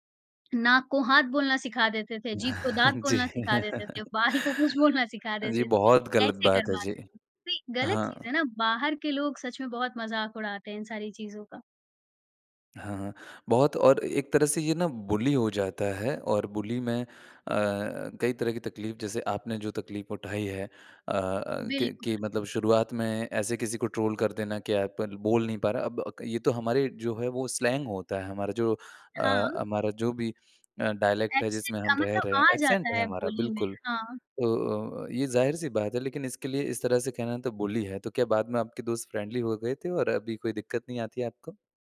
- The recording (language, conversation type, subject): Hindi, podcast, घर पर दो संस्कृतियों के बीच तालमेल कैसे बना रहता है?
- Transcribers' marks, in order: laughing while speaking: "जी"; laughing while speaking: "बाल को कुछ बोलना सिखा देते थे"; in English: "बुली"; in English: "बुली"; in English: "ट्रोल"; in English: "स्लैंग"; in English: "डायलेक्ट"; in English: "एक्सेंट"; in English: "एक्सेंट"; in English: "बुली"; in English: "फ्रेंडली"